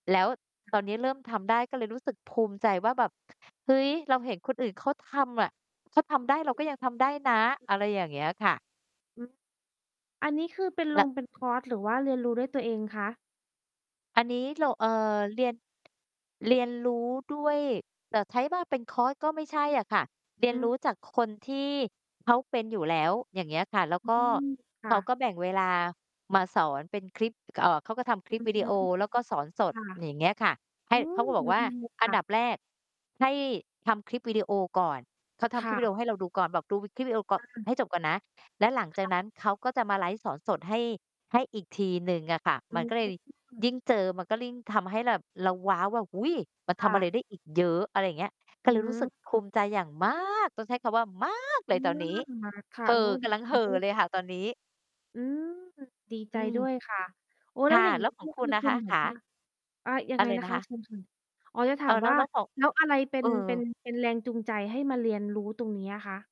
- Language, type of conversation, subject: Thai, unstructured, การเรียนรู้แบบไหนที่ทำให้คุณมีความสุขมากที่สุด?
- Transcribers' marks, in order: mechanical hum; static; unintelligible speech; distorted speech; stressed: "มาก"; stressed: "มาก"